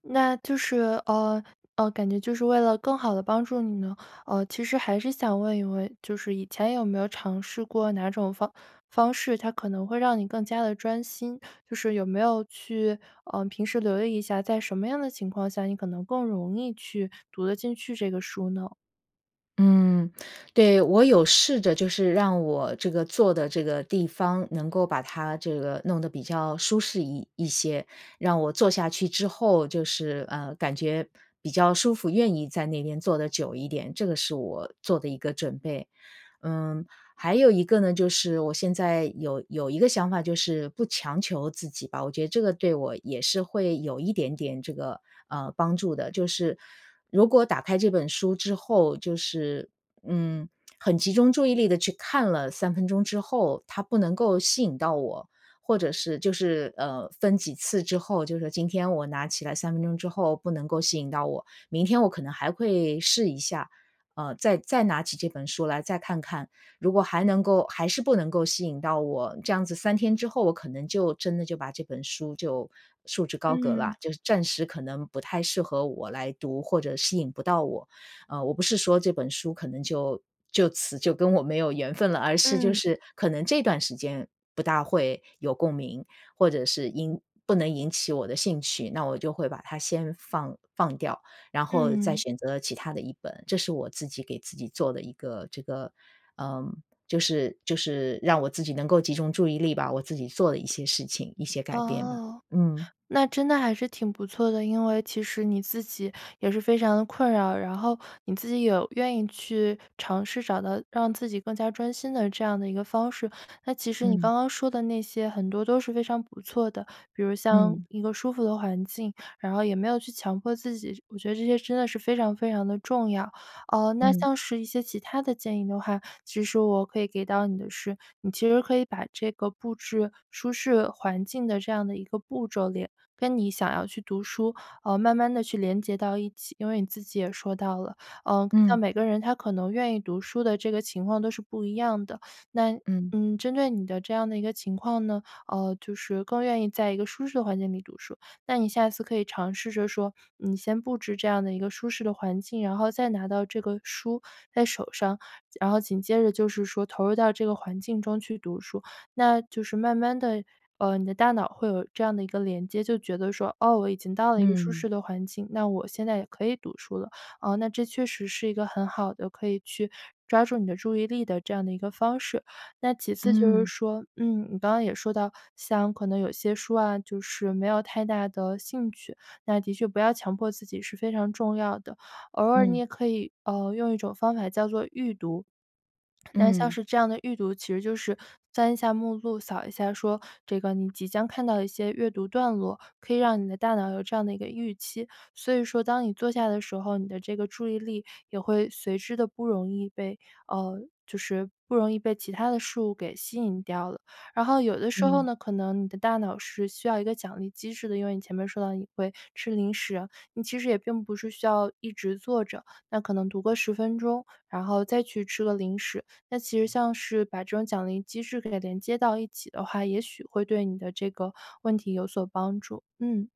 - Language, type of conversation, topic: Chinese, advice, 如何才能做到每天读书却不在坐下后就分心？
- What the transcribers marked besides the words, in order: swallow